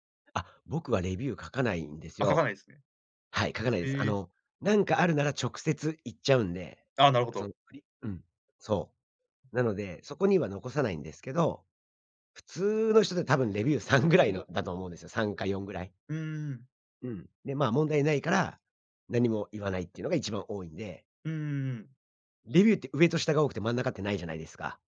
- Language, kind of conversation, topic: Japanese, podcast, オンラインでの買い物で失敗したことはありますか？
- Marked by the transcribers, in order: none